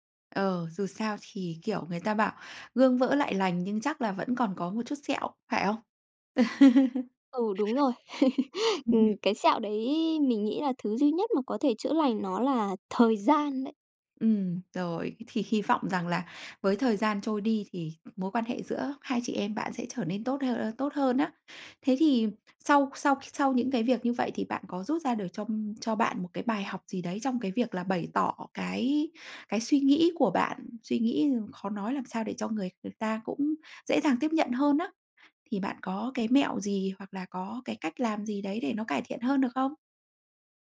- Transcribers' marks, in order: laugh; other noise
- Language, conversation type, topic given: Vietnamese, podcast, Bạn có thể kể về một lần bạn dám nói ra điều khó nói không?